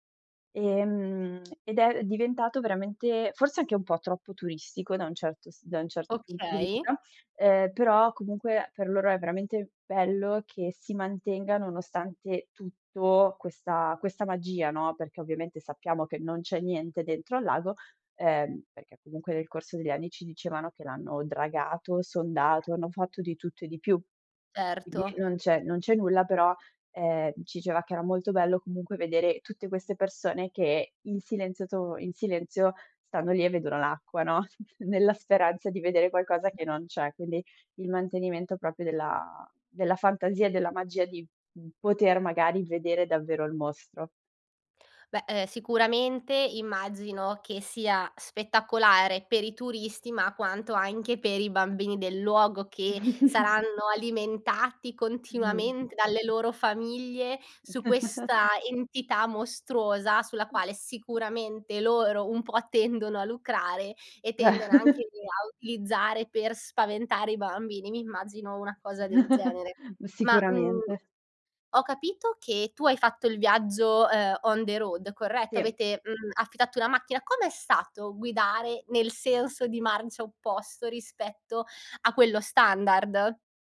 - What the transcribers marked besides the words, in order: "diceva" said as "iceva"; chuckle; other background noise; "proprio" said as "propio"; chuckle; laugh; laugh; laugh; in English: "on the road"
- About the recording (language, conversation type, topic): Italian, podcast, Raccontami di un viaggio che ti ha cambiato la vita?